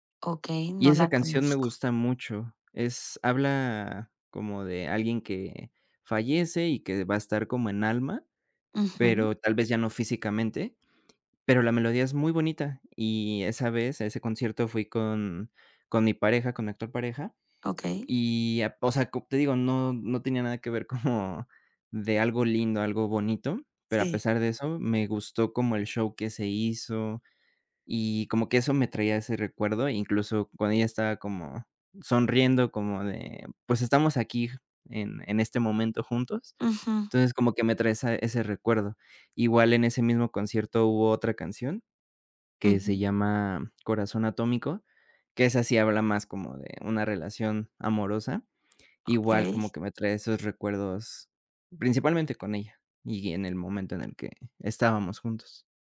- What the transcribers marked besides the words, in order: laughing while speaking: "como"; other background noise
- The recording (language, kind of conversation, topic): Spanish, podcast, ¿Qué canción te transporta a un recuerdo específico?